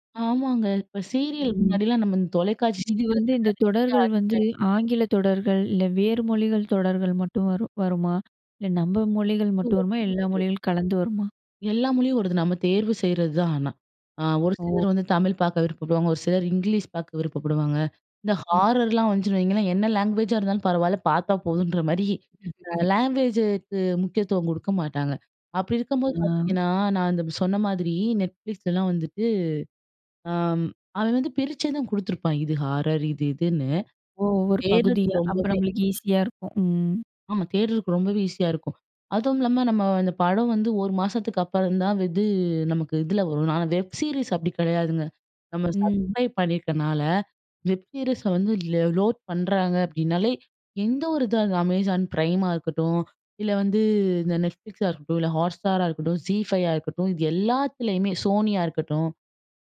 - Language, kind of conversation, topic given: Tamil, podcast, ஸ்ட்ரீமிங் சேவைகள் தொலைக்காட்சியை எப்படி மாற்றியுள்ளன?
- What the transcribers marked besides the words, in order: in English: "அடிக்ட்"; unintelligible speech; unintelligible speech; tapping; other background noise; in English: "ஹாரர்லாம்"; in English: "லேங்குவேஜா"; laugh; in English: "லேங்குவேஜுக்கு"; in English: "ஹாரர்"; in English: "வெப் சீரிஸ்"; in English: "சப்ஸ்கிரைப்"; in English: "வெப் சீரிஸை"; in English: "லோட்"